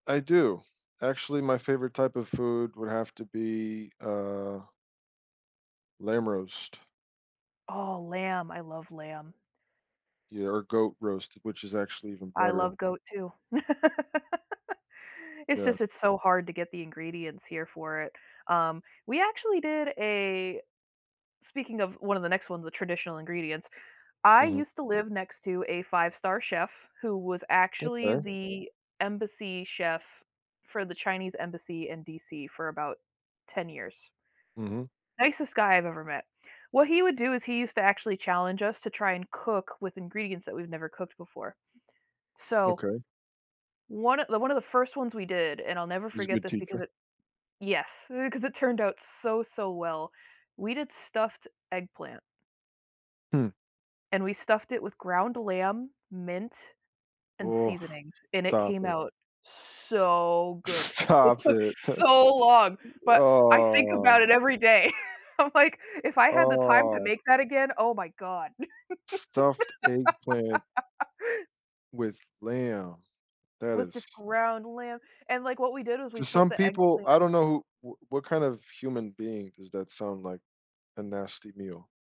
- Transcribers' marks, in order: tapping; laugh; other background noise; stressed: "so"; laughing while speaking: "Stop it"; stressed: "so"; chuckle; drawn out: "Ah"; laughing while speaking: "I'm like"; laugh
- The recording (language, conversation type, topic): English, unstructured, How do local ingredients bring people together and shape the stories we share over meals?
- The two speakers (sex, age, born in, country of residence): female, 35-39, United States, United States; male, 35-39, United States, United States